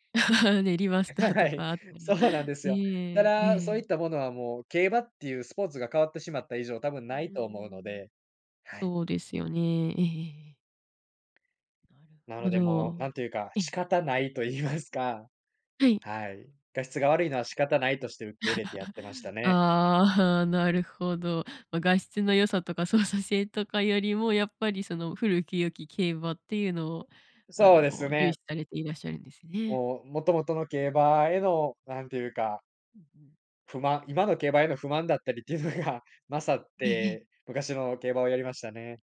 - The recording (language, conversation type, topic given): Japanese, podcast, 昔のゲームに夢中になった理由は何でしたか？
- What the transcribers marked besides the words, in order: chuckle; laughing while speaking: "はい、そうなんですよ"; laughing while speaking: "仕方ないと言いますか"; chuckle